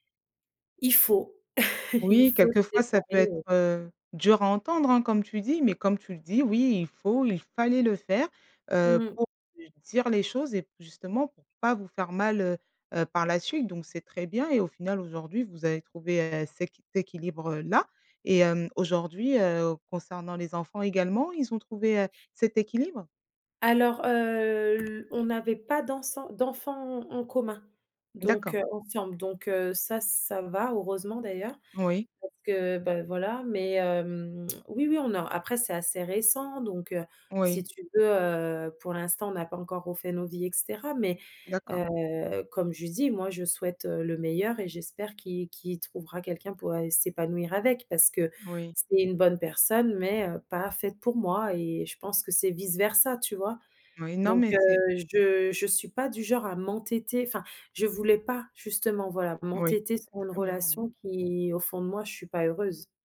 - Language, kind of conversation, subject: French, advice, Pourquoi envisagez-vous de quitter une relation stable mais non épanouissante ?
- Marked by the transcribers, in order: chuckle; stressed: "fallait"; tapping; stressed: "m'entêter"